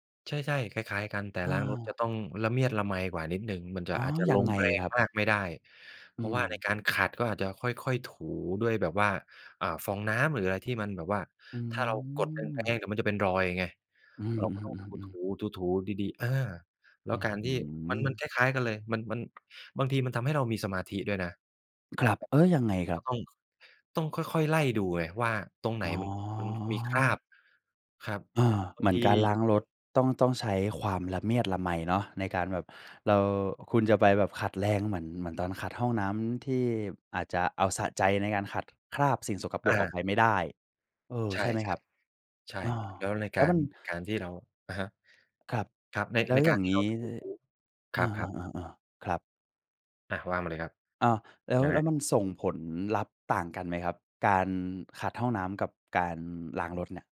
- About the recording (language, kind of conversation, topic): Thai, podcast, คุณมีเทคนิคจัดการความเครียดยังไงบ้าง?
- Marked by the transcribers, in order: tapping; unintelligible speech; other background noise